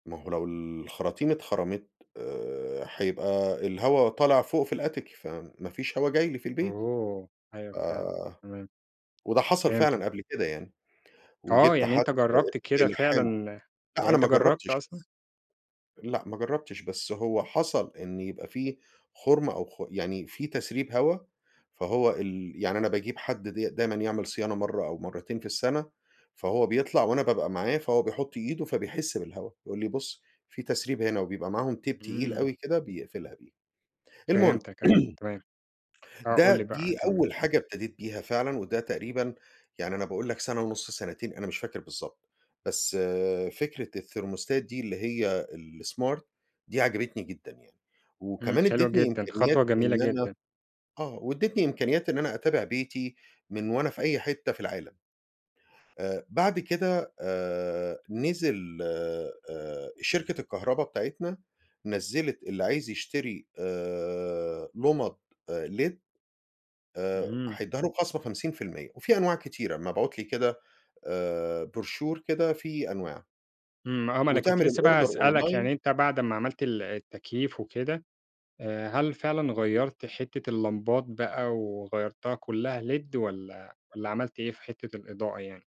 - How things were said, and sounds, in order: in English: "الAttic"; in English: "Tape"; throat clearing; in English: "الثيرموستات"; in English: "الsmart"; in English: "led"; in English: "Brochure"; in English: "الأوردر أونلاي"; in English: "led"
- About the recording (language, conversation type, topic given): Arabic, podcast, إزاي تقلّل استهلاك الكهربا في البيت؟